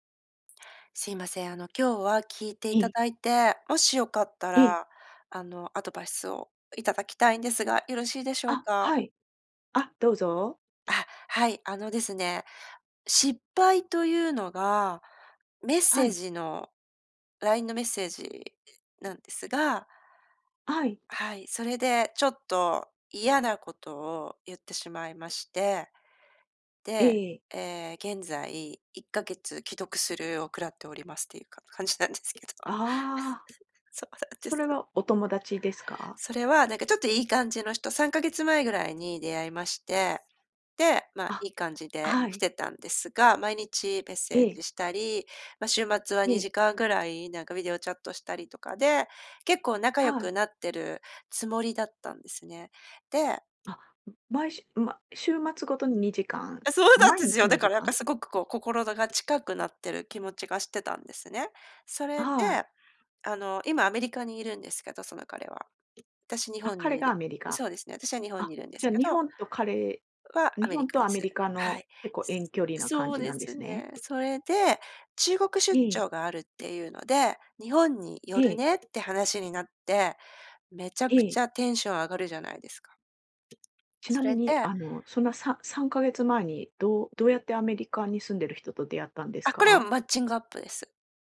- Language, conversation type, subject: Japanese, advice, 過去の失敗を引きずって自己肯定感が回復しないのですが、どうすればよいですか？
- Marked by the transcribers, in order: laughing while speaking: "感じなんですけど。そうなんです"; tapping; other noise; anticipating: "あ、そうなんですよ"